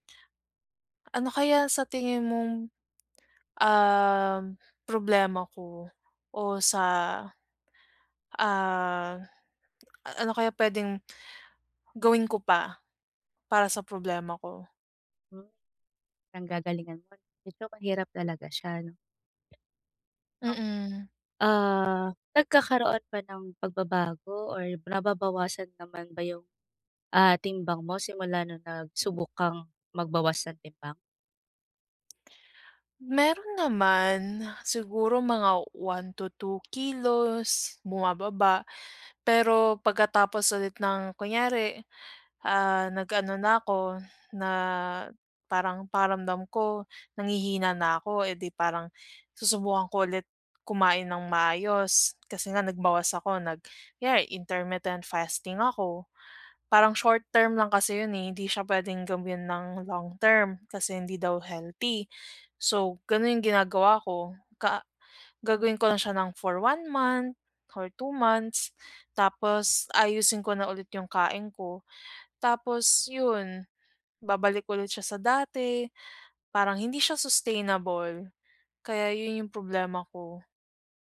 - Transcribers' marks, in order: tapping; in English: "intermittent fasting"; in English: "sustainable"
- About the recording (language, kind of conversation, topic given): Filipino, advice, Bakit hindi bumababa ang timbang ko kahit sinusubukan kong kumain nang masustansiya?